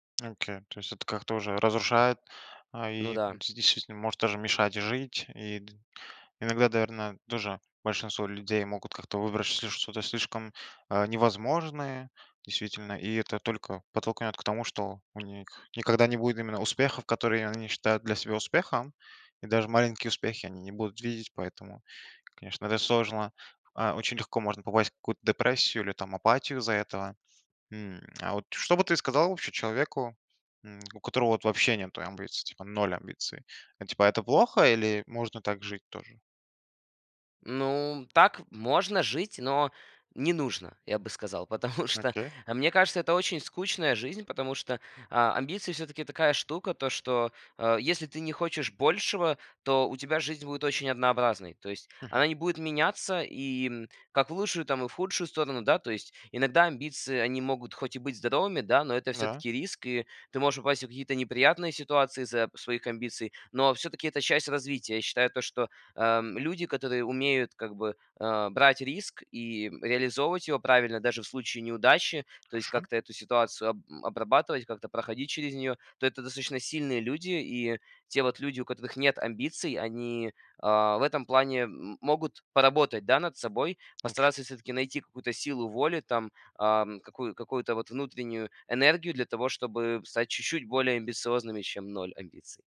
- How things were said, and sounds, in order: laughing while speaking: "Потому"
- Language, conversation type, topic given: Russian, podcast, Какую роль играет амбиция в твоих решениях?